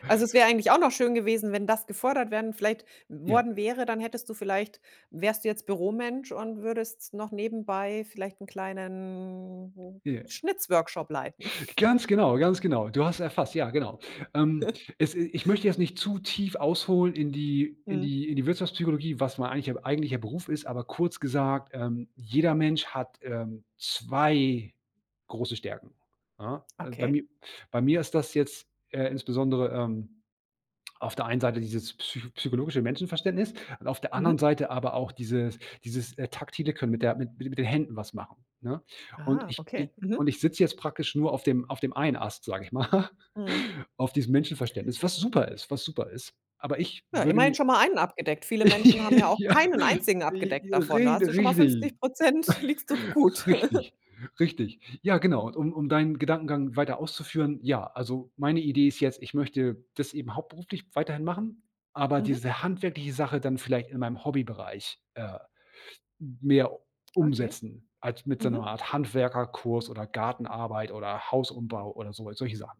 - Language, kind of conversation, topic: German, podcast, Was ist die wichtigste Lektion, die du deinem jüngeren Ich mitgeben würdest?
- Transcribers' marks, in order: other background noise; tapping; drawn out: "kleinen"; chuckle; laughing while speaking: "mal"; chuckle; laugh; laughing while speaking: "Ja"; chuckle; laughing while speaking: "liegst doch gut"; laugh